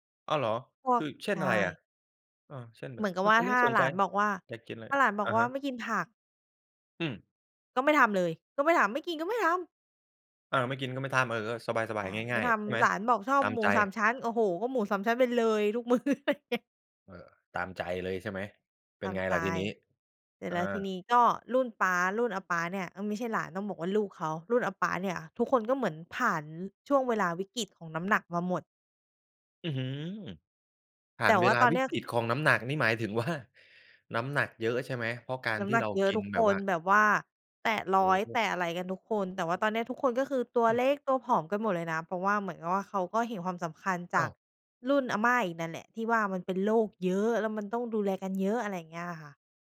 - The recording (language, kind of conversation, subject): Thai, podcast, คุณรับมือกับคำวิจารณ์จากญาติอย่างไร?
- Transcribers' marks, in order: laughing while speaking: "มื้อ"; laugh; other noise; laughing while speaking: "ว่า"; stressed: "เยอะ"